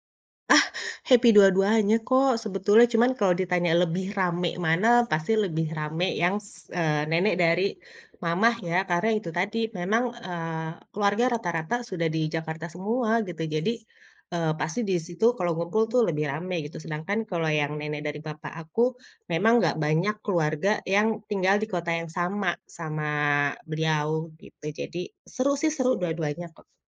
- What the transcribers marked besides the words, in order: in English: "happy"; tapping
- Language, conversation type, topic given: Indonesian, podcast, Ceritakan pengalaman memasak bersama nenek atau kakek dan apakah ada ritual yang berkesan?